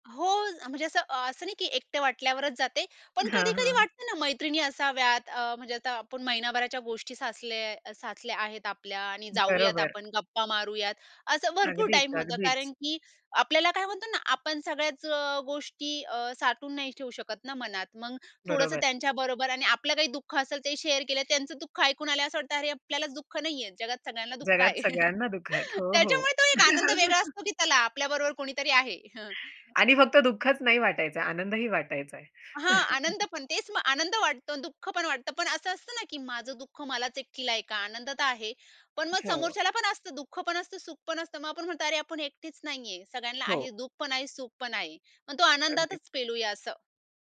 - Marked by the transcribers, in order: other background noise; in English: "शेअर"; chuckle; laughing while speaking: "हं"; chuckle
- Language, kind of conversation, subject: Marathi, podcast, कुटुंबात असूनही एकटं वाटल्यास काय कराल?